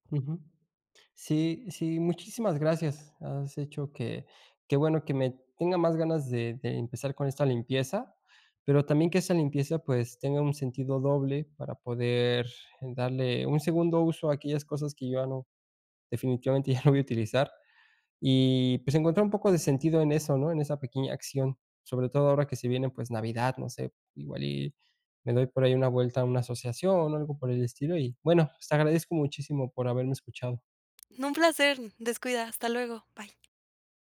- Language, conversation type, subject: Spanish, advice, ¿Cómo puedo vivir con menos y con más intención cada día?
- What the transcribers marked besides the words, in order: laughing while speaking: "ya"; tapping